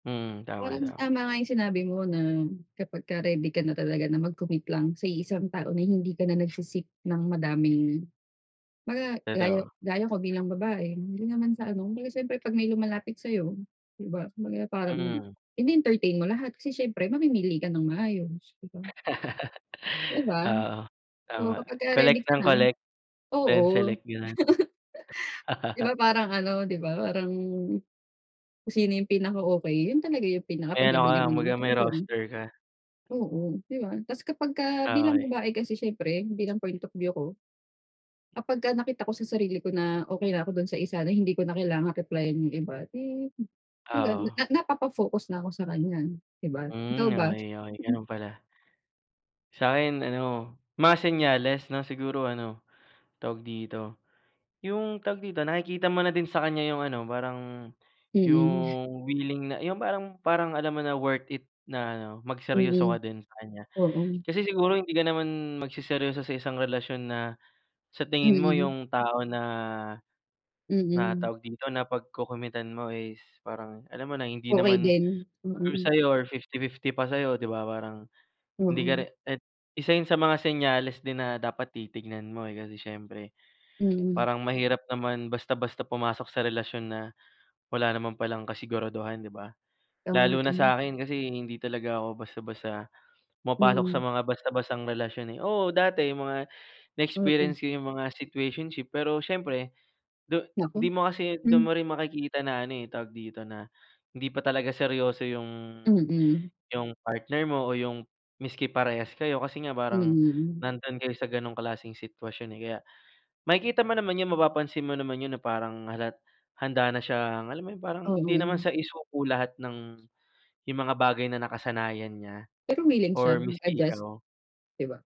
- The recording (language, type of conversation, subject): Filipino, unstructured, Paano mo malalaman kung handa ka na sa isang seryosong relasyon?
- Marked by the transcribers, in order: laugh; other background noise; tapping